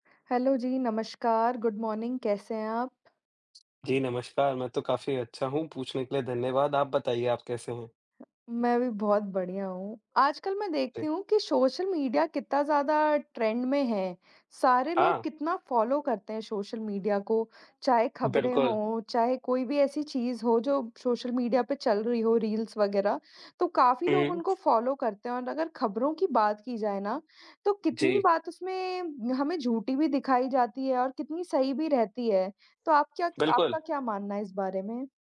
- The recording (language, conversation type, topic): Hindi, unstructured, क्या आपको लगता है कि सोशल मीडिया खबरों को समझने में मदद करता है या नुकसान पहुँचाता है?
- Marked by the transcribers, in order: in English: "हैलो"; in English: "गुड मॉर्निंग"; in English: "ट्रेंड"; in English: "फॉलो"; other background noise; in English: "रील्स"; in English: "फॉलो"